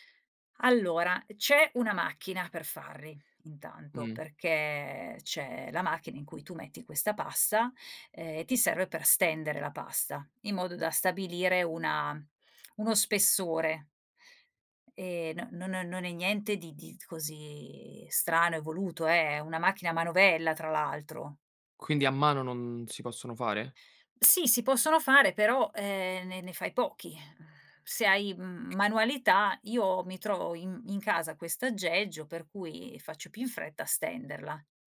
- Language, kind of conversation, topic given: Italian, podcast, C’è una ricetta che racconta la storia della vostra famiglia?
- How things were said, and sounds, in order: other background noise